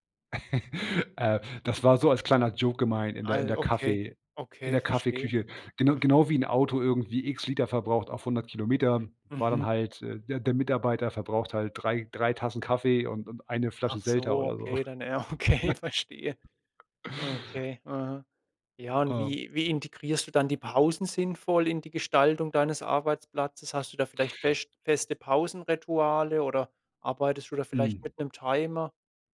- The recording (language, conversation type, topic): German, podcast, Wie richtest du einen funktionalen Homeoffice-Arbeitsplatz ein?
- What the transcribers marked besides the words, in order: giggle; in English: "Joke"; laughing while speaking: "okay"; chuckle